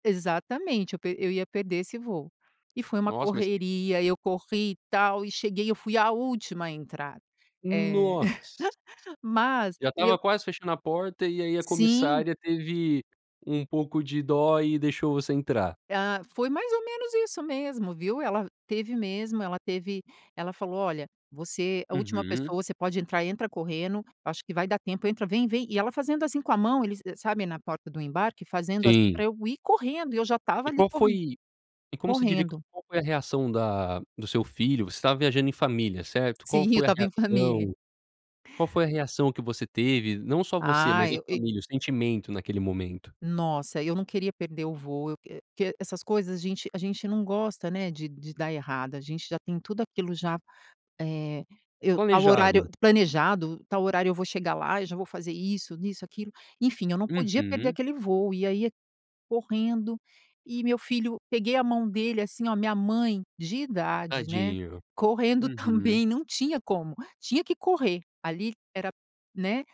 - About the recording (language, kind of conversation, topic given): Portuguese, podcast, Como foi o encontro inesperado que você teve durante uma viagem?
- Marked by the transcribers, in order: stressed: "Nossa!"; laugh; tapping